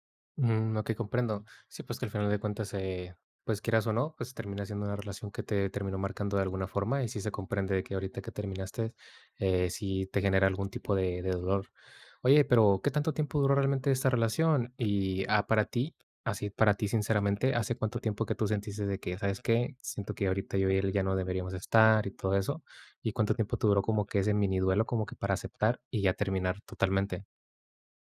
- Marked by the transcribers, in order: none
- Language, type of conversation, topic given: Spanish, advice, ¿Cómo puedo recuperar mi identidad tras una ruptura larga?